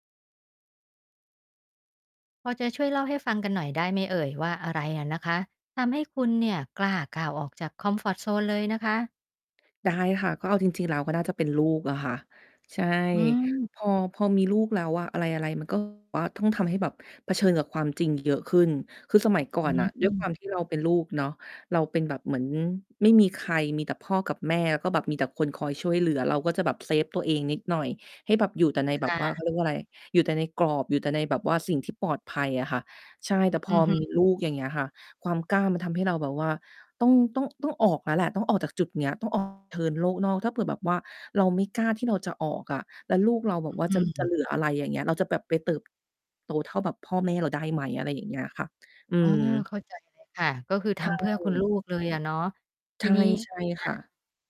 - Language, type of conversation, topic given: Thai, podcast, อะไรคือเหตุผลหรือจุดเปลี่ยนที่ทำให้คุณกล้าก้าวออกจากพื้นที่ปลอดภัยของตัวเอง?
- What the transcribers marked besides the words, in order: static; distorted speech; other background noise; tapping